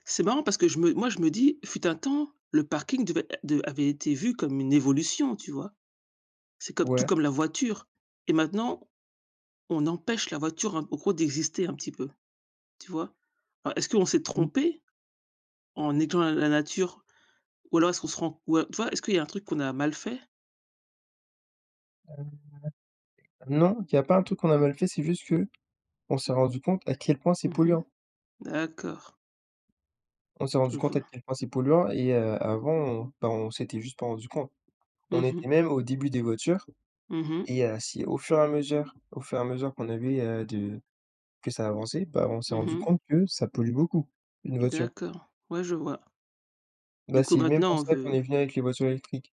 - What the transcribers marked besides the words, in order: stressed: "évolution"; other background noise; tapping
- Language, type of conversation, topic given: French, unstructured, Comment la nature t’aide-t-elle à te sentir mieux ?